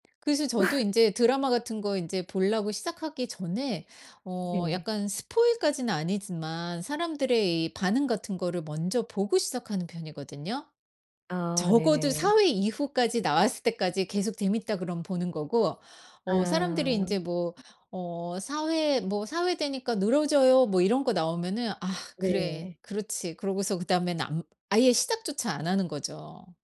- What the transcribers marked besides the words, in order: laugh; tapping; in English: "스포일"; other background noise
- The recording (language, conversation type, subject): Korean, podcast, 넷플릭스 같은 스트리밍 서비스가 TV 시청 방식을 어떻게 바꿨다고 생각하시나요?